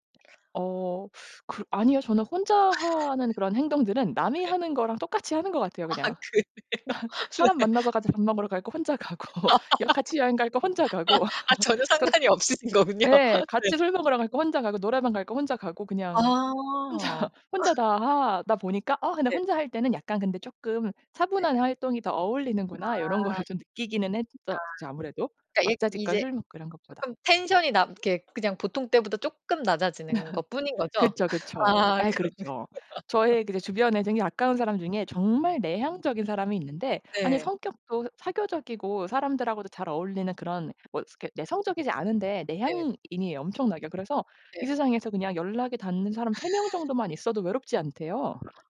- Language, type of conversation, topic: Korean, podcast, 혼자만의 시간이 주는 즐거움은 무엇인가요?
- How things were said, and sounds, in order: other background noise; teeth sucking; laugh; tapping; laughing while speaking: "아 그래요? 네"; laugh; laughing while speaking: "가고"; laugh; laughing while speaking: "아 전혀 상관이 없으신 거군요. 네"; laugh; laughing while speaking: "혼자"; laugh; laugh; laughing while speaking: "그러면"; laugh; laugh